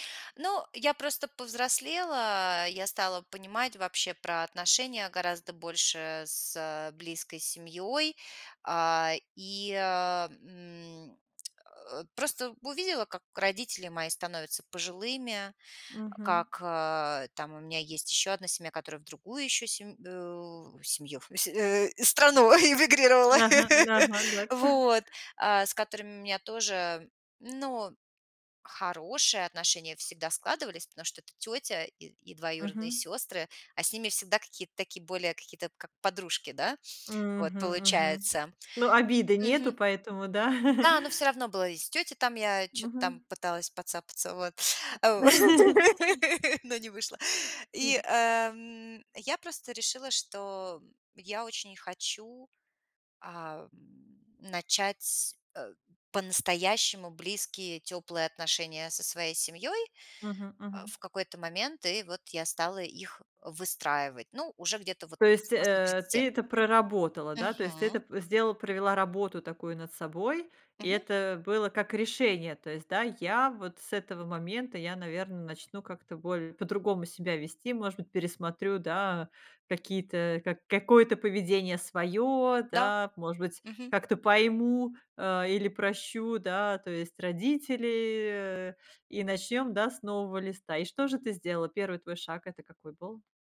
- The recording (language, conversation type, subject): Russian, podcast, Что помогает вашей семье оставаться близкой?
- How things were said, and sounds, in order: tsk; laughing while speaking: "страну эмигрировала"; chuckle; other background noise; chuckle; chuckle; laugh; tapping